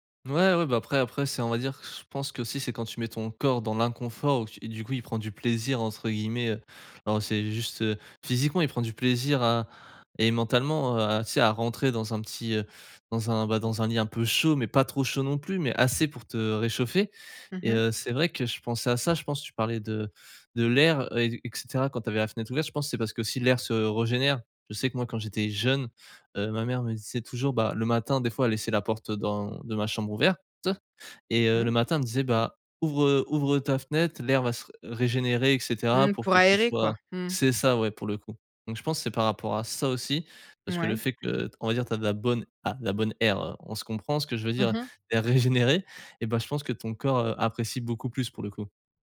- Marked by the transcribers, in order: laughing while speaking: "régénéré"
- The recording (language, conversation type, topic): French, podcast, Comment éviter de scroller sans fin le soir ?